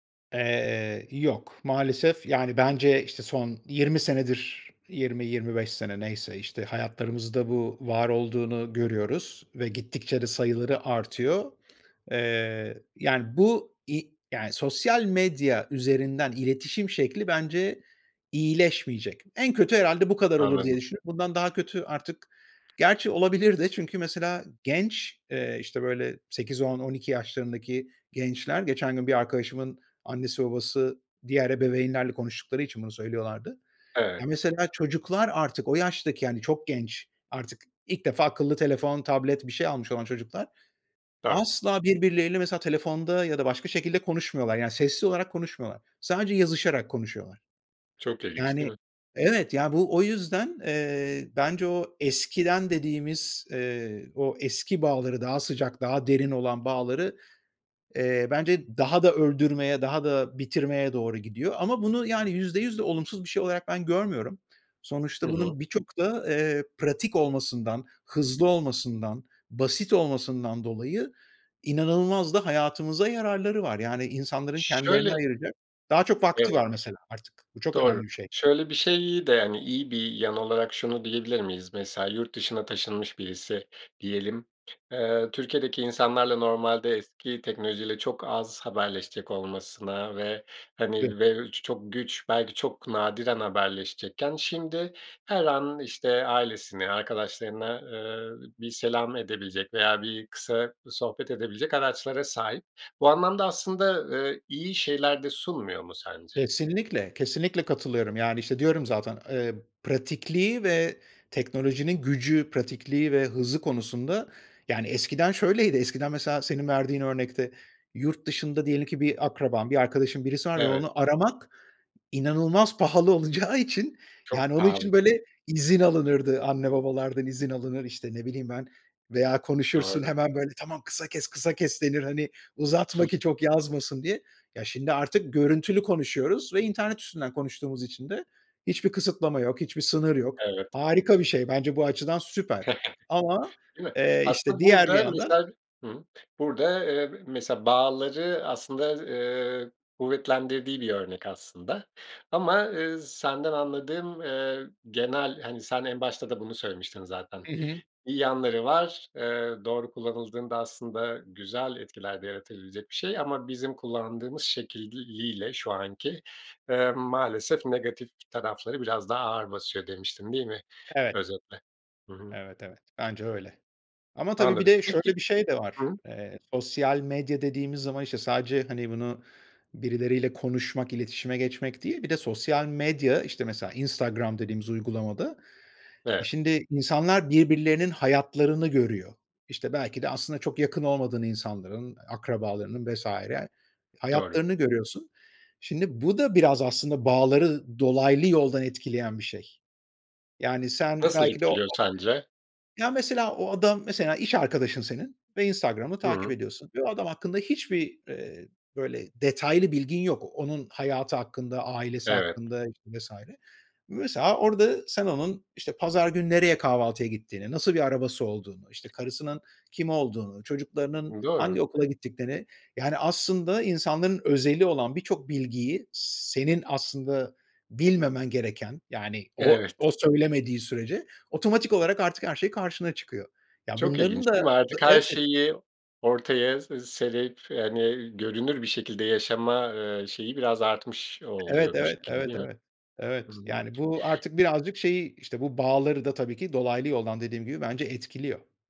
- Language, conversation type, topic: Turkish, podcast, Sosyal medyanın ilişkiler üzerindeki etkisi hakkında ne düşünüyorsun?
- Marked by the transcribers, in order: other background noise; tapping; unintelligible speech; joyful: "olacağı için"; chuckle